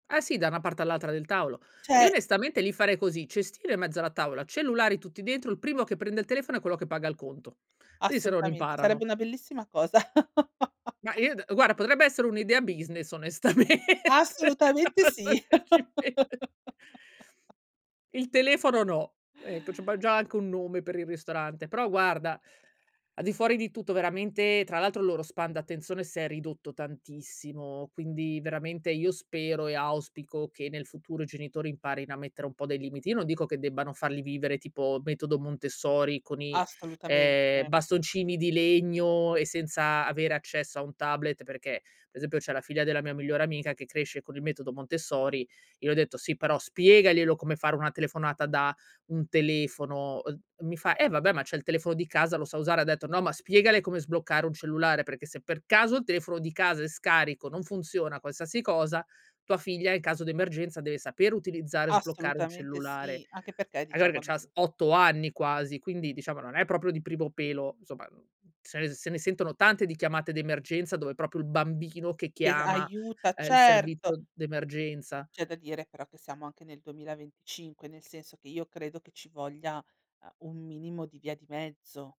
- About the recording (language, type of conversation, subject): Italian, podcast, Come gestisci la pressione dei like e dei confronti?
- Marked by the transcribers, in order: "tavolo" said as "taolo"; chuckle; in English: "business"; laughing while speaking: "onestamente, adesso che ci pen"; laugh; "c'abbiam" said as "abbam"; in English: "span"; tapping; stressed: "spiegaglielo"; stressed: "spiegale"; stressed: "caso"; "qualsiasi" said as "qualsasi"; unintelligible speech; unintelligible speech; "proprio" said as "propio"; stressed: "bambino"; "servizio" said as "servizo"